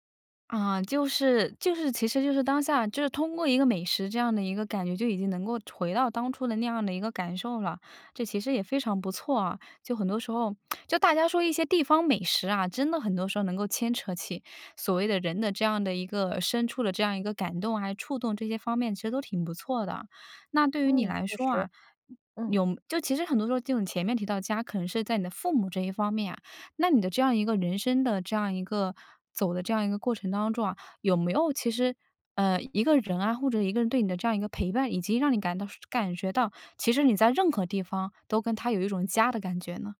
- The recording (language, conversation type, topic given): Chinese, podcast, 哪个地方会让你瞬间感觉像回到家一样？
- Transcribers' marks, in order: lip smack; tapping